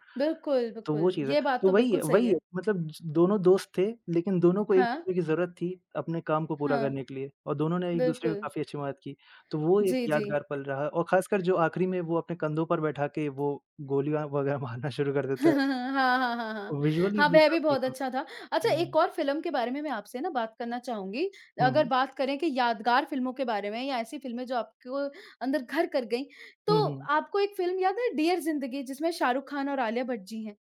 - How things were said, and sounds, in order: laughing while speaking: "मारना शुरू कर"; chuckle; in English: "विज़ुअली"
- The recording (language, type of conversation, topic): Hindi, unstructured, आपको कौन सी फिल्म सबसे ज़्यादा यादगार लगी है?